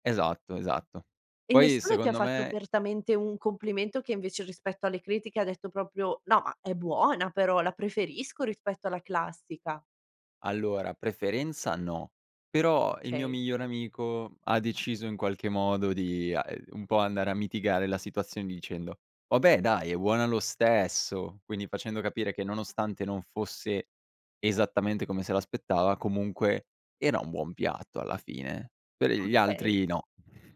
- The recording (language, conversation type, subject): Italian, podcast, Raccontami di un errore in cucina che poi è diventato una tradizione?
- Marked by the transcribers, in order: none